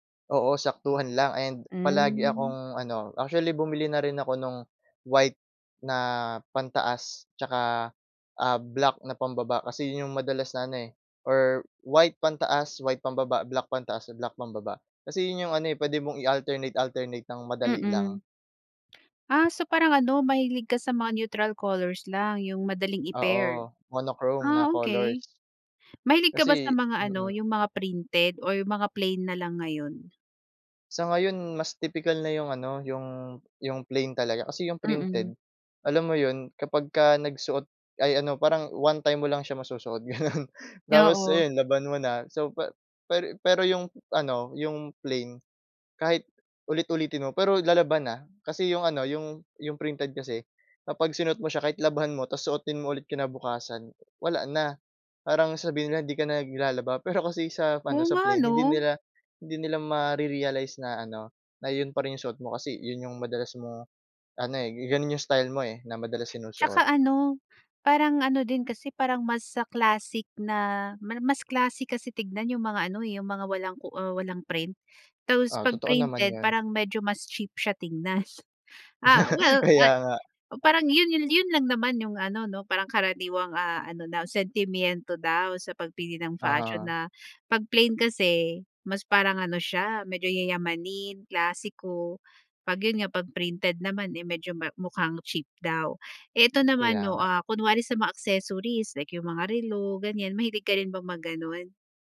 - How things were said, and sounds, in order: tapping; in English: "neutral colors"; in English: "monochrome"; laughing while speaking: "gano’n"; other background noise; laugh
- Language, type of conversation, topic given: Filipino, podcast, Paano nagsimula ang personal na estilo mo?